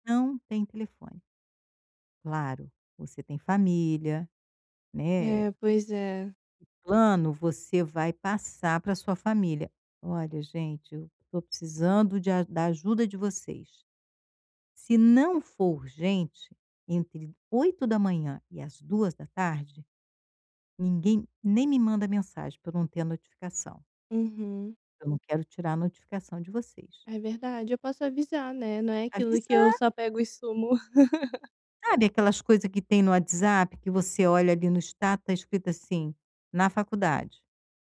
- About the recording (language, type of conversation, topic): Portuguese, advice, Como posso reduzir as interrupções digitais e manter um foco profundo?
- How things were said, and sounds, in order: tapping; laugh; in English: "status"